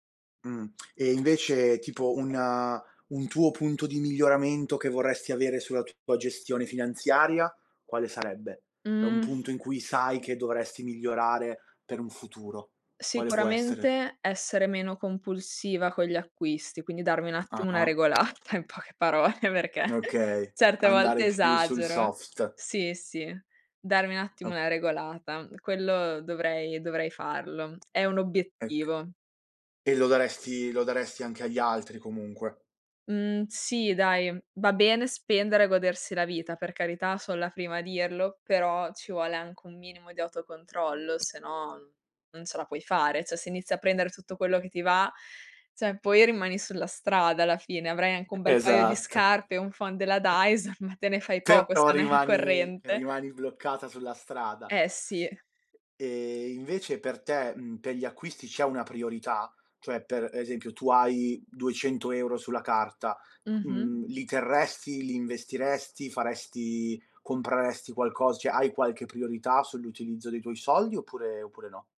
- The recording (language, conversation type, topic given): Italian, podcast, Come scegli di gestire i tuoi soldi e le spese più importanti?
- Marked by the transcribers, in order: other background noise; tapping; laughing while speaking: "regolata in poche parole, perché"; in English: "soft"; "Cioè" said as "ceh"; "cioè" said as "ceh"; laughing while speaking: "Dyson"; other noise; laughing while speaking: "hai"; "cioè" said as "ceh"